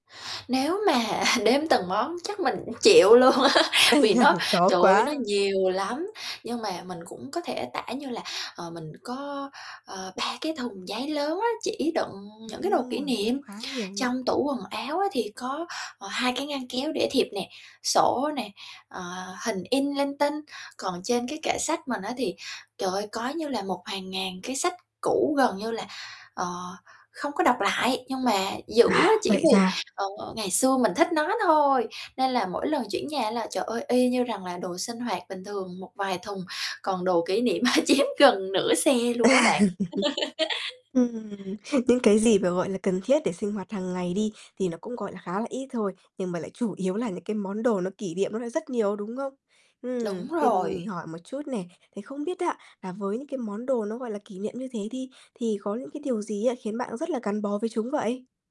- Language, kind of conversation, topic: Vietnamese, advice, Làm sao để chọn những món đồ kỷ niệm nên giữ và buông bỏ phần còn lại?
- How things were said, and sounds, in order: chuckle; laughing while speaking: "luôn á"; chuckle; tapping; other background noise; laughing while speaking: "ơ, chiếm"; laugh